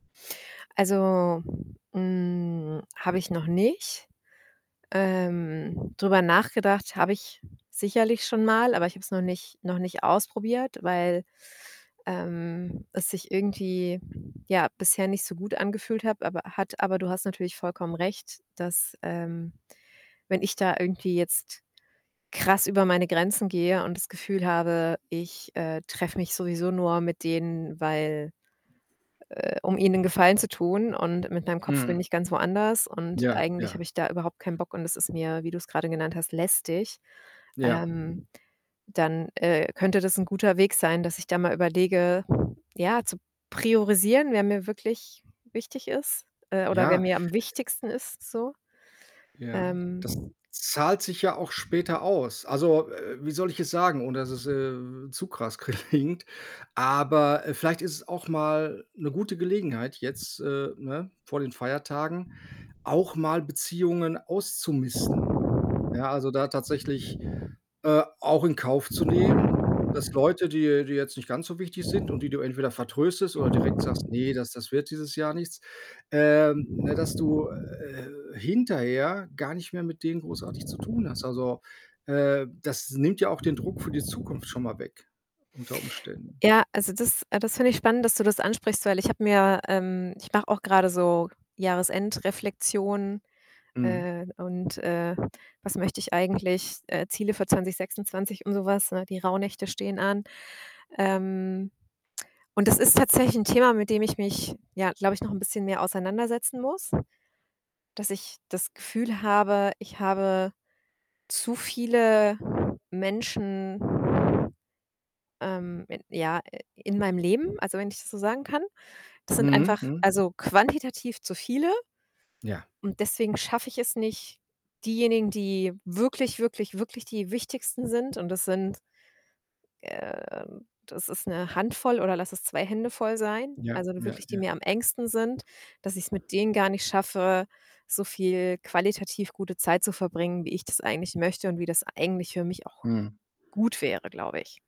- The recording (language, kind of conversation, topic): German, advice, Wie kann ich Einladungen höflich ablehnen, ohne Freundschaften zu belasten?
- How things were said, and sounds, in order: wind; other background noise; static; tapping; laughing while speaking: "klingt?"